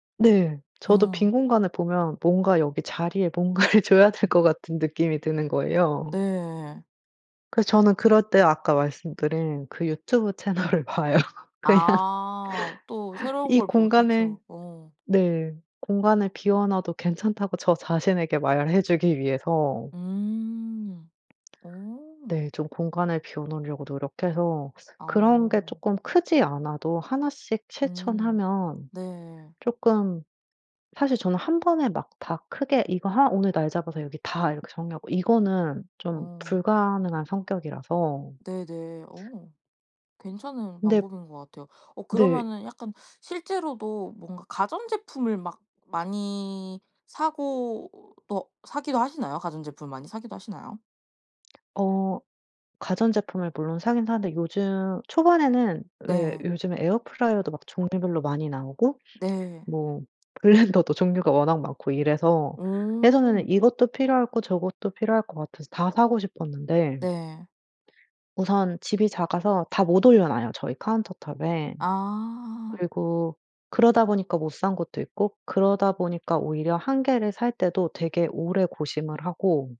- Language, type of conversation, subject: Korean, podcast, 작은 집을 효율적으로 사용하는 방법은 무엇인가요?
- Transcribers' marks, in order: laughing while speaking: "뭔가를 줘야 될 것"; laughing while speaking: "채널을 봐요 그냥"; laugh; other background noise; in English: "블랜더도"; laughing while speaking: "블랜더도"; in English: "카운터 탑에"